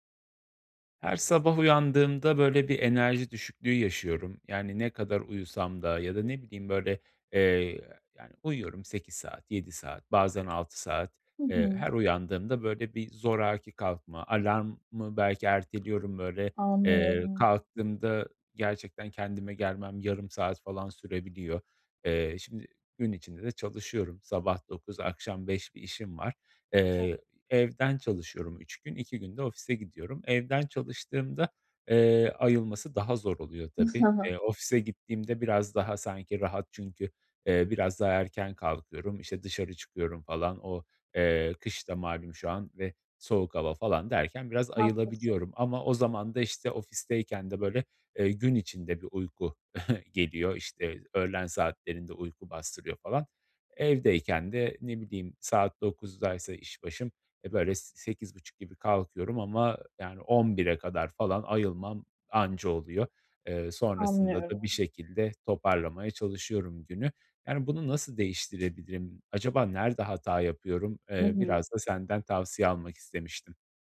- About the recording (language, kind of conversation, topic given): Turkish, advice, Sabah rutininizde yaptığınız hangi değişiklikler uyandıktan sonra daha enerjik olmanıza yardımcı olur?
- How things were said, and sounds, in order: other background noise; unintelligible speech; chuckle; tapping; chuckle